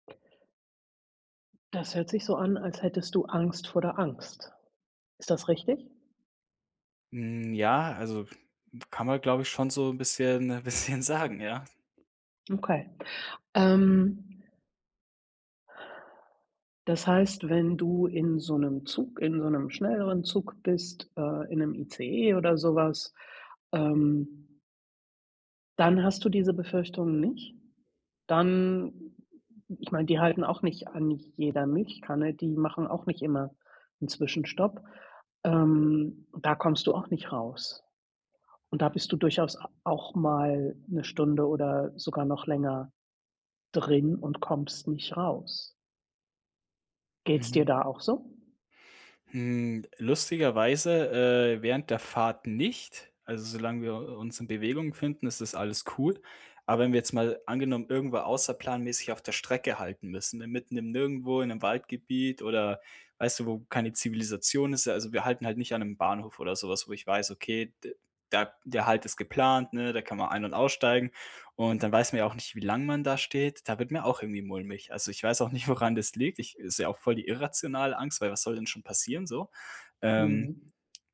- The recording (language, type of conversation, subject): German, advice, Wie kann ich beim Reisen besser mit Angst und Unsicherheit umgehen?
- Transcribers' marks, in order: laughing while speaking: "bisschen sagen ja"; laughing while speaking: "woran"